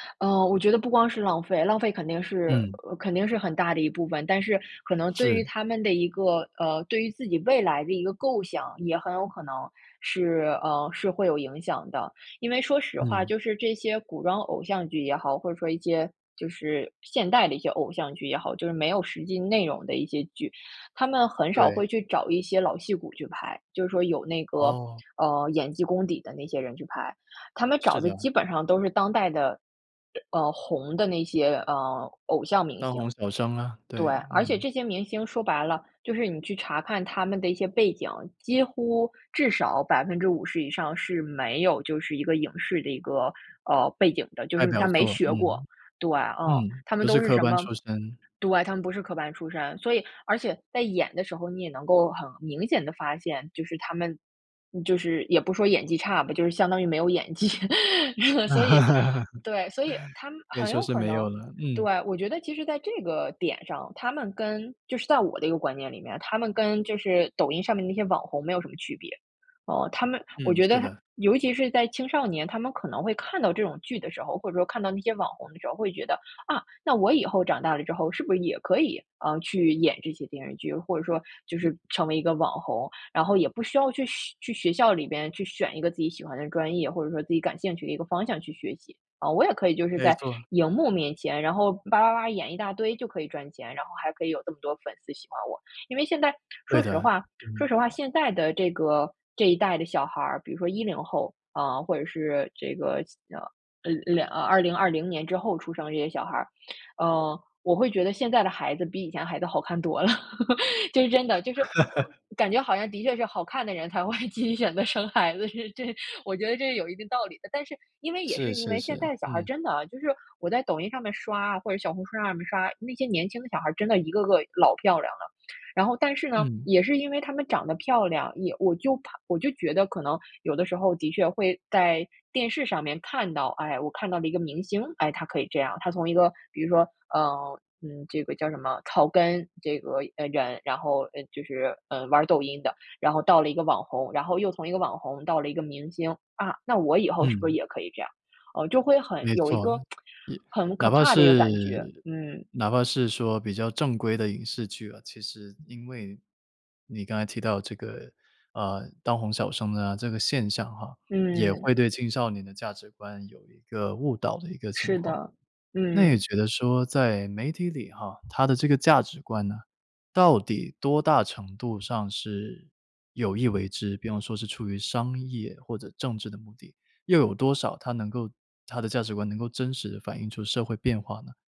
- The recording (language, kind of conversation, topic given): Chinese, podcast, 青少年从媒体中学到的价值观可靠吗？
- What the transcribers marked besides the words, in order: stressed: "内容"; other noise; laughing while speaking: "演技"; laugh; laugh; other background noise; laugh; joyful: "这是真的，就是我感觉好像的确是好看的人"; laugh; laughing while speaking: "才会继续选择生孩子，是这 我觉得这是有一定道理的"; stressed: "老"; tsk